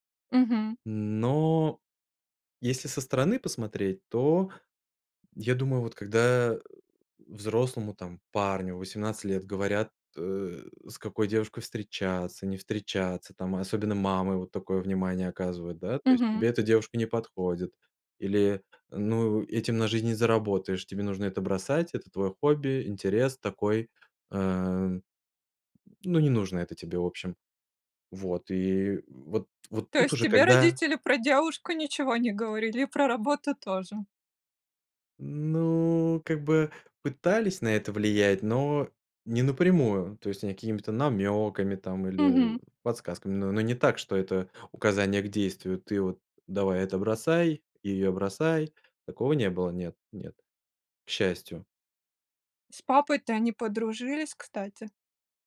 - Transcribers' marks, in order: other background noise
- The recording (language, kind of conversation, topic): Russian, podcast, Как на практике устанавливать границы с назойливыми родственниками?